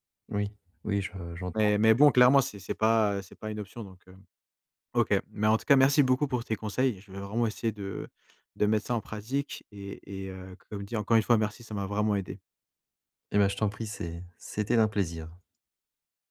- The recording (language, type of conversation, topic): French, advice, Comment gérer une réaction émotionnelle excessive lors de disputes familiales ?
- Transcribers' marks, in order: none